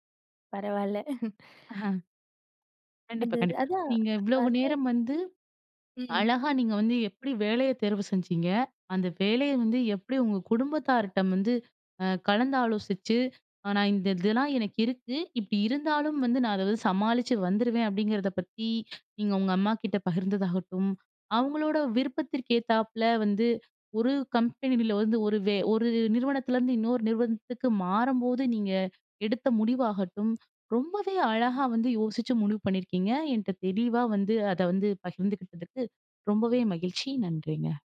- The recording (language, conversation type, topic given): Tamil, podcast, வேலை தொடர்பான முடிவுகளில் குடும்பத்தின் ஆலோசனையை நீங்கள் எவ்வளவு முக்கியமாகக் கருதுகிறீர்கள்?
- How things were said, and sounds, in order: chuckle; inhale; in English: "கம்பெனில"; joyful: "அத வந்து பகிர்ந்துக்கிட்டதுக்கு ரொம்பவே மகிழ்ச்சி"